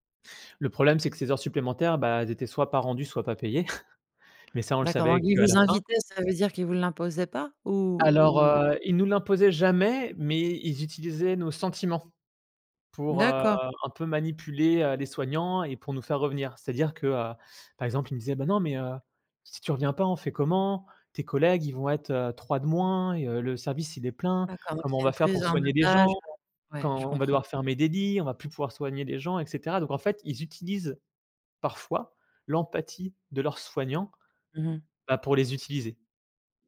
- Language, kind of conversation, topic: French, podcast, Comment savoir quand il est temps de quitter son travail ?
- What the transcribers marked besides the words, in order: chuckle; stressed: "parfois"